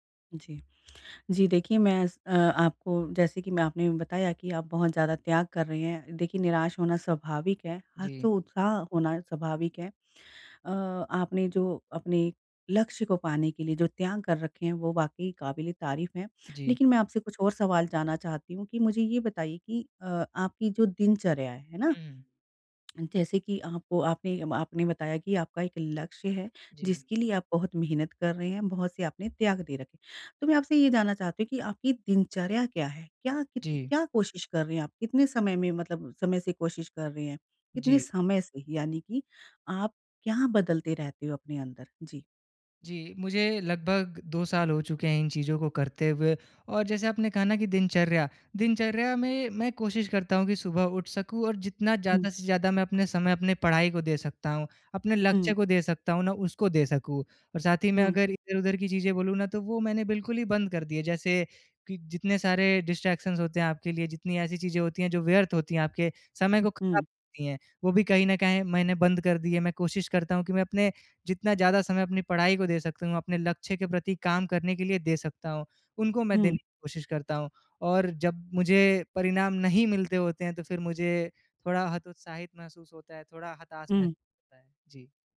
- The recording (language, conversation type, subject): Hindi, advice, नतीजे देर से दिख रहे हैं और मैं हतोत्साहित महसूस कर रहा/रही हूँ, क्या करूँ?
- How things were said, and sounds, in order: tapping; tongue click; in English: "डिस्ट्रैक्शंस"